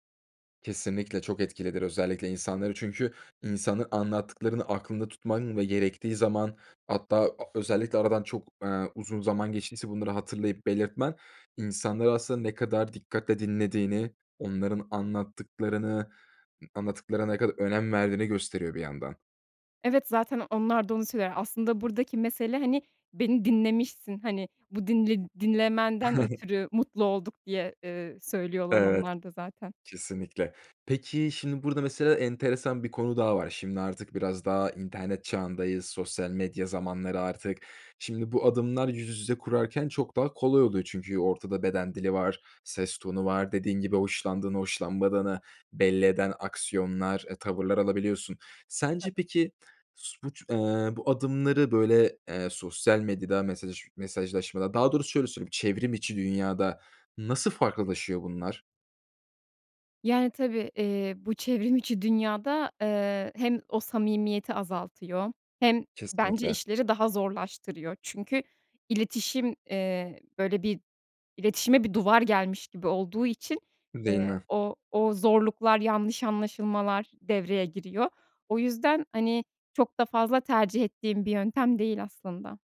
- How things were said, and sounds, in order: chuckle
- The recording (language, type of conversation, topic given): Turkish, podcast, İnsanlarla bağ kurmak için hangi adımları önerirsin?
- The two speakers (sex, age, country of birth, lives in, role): female, 30-34, Turkey, Netherlands, guest; male, 25-29, Turkey, Germany, host